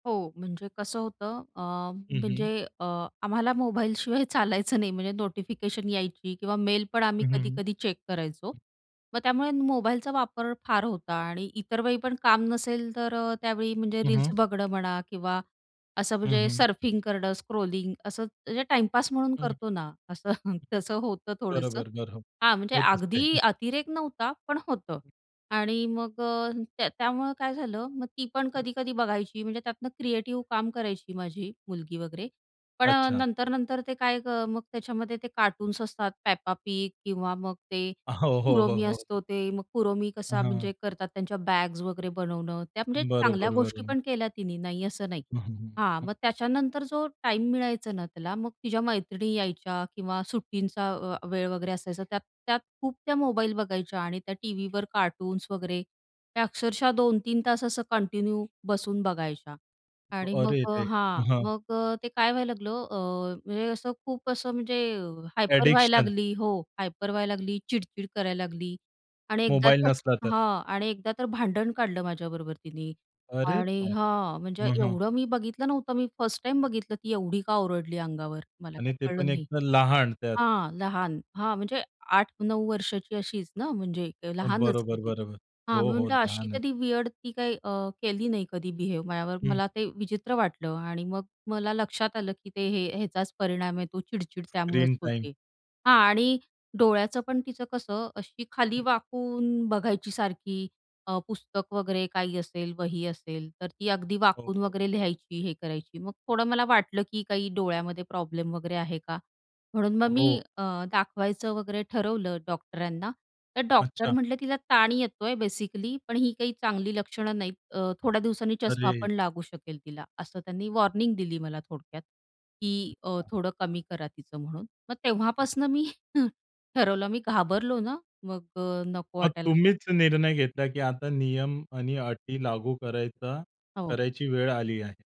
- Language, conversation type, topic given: Marathi, podcast, घरात स्क्रीन वेळेबाबत कोणते नियम पाळले जातात?
- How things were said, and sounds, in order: laughing while speaking: "आम्हाला मोबाईलशिवाय चालायचं नाही"; other noise; tapping; in English: "सर्फिंग"; in English: "स्क्रोलिंग"; laughing while speaking: "असं"; laughing while speaking: "होत असते"; in English: "कंटिन्यू"; in English: "ॲडिक्शन"; in English: "हायपर"; in English: "हायपर"; in English: "विअर्ड"; in English: "स्क्रीन टाईम"